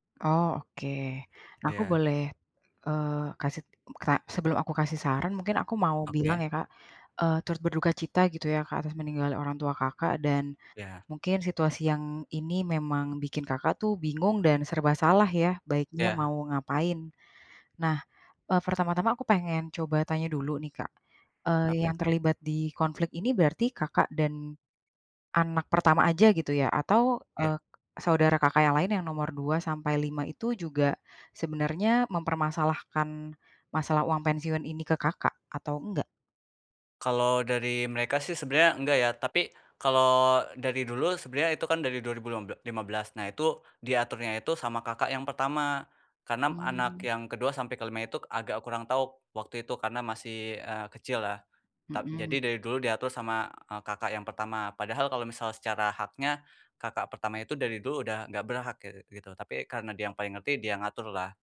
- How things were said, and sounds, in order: "kasih" said as "kasit"
- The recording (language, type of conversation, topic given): Indonesian, advice, Bagaimana cara membangun kembali hubungan setelah konflik dan luka dengan pasangan atau teman?
- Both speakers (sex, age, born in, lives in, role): female, 30-34, Indonesia, Indonesia, advisor; male, 20-24, Indonesia, Indonesia, user